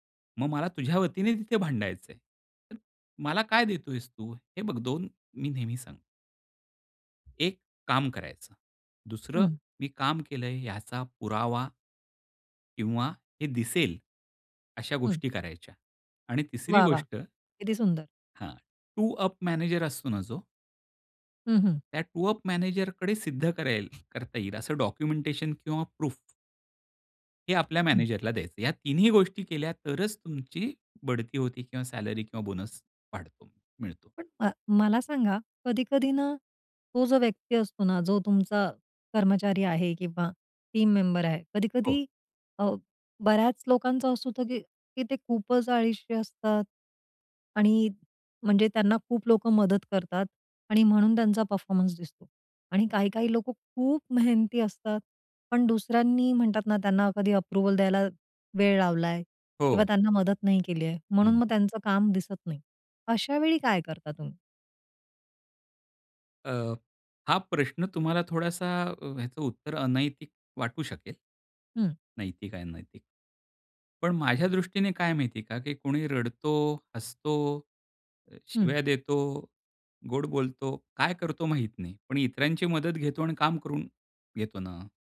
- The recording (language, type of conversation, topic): Marathi, podcast, फीडबॅक देताना तुमची मांडणी कशी असते?
- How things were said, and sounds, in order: in English: "टू अप"; in English: "टूअप"; other background noise; in English: "डॉक्युमेंटेशन"; in English: "प्रूफ"; in English: "टीम"; tapping; in English: "अप्रूव्हल"